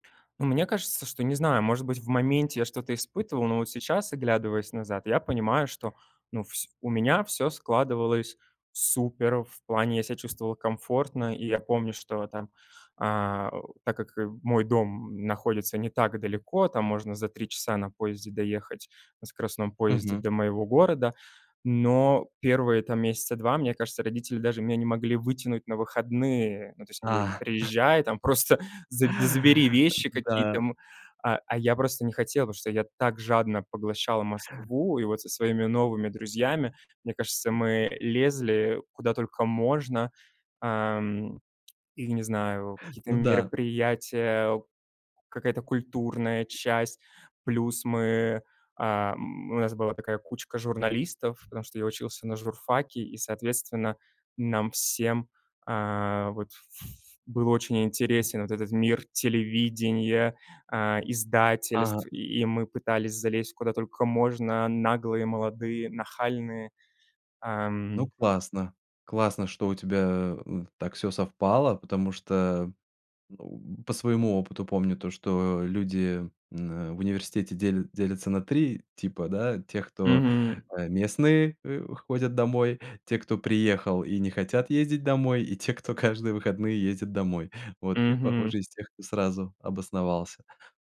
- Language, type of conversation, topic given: Russian, podcast, Как вы приняли решение уехать из родного города?
- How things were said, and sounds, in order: chuckle; tapping; other background noise